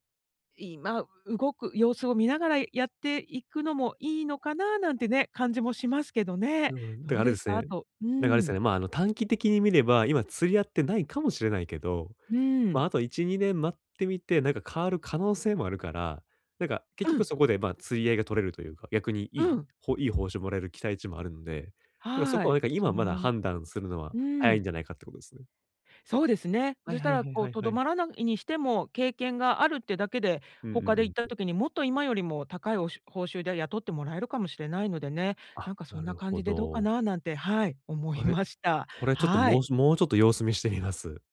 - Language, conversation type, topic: Japanese, advice, 責任と報酬のバランスが取れているか、どのように判断すればよいですか？
- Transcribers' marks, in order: unintelligible speech; other background noise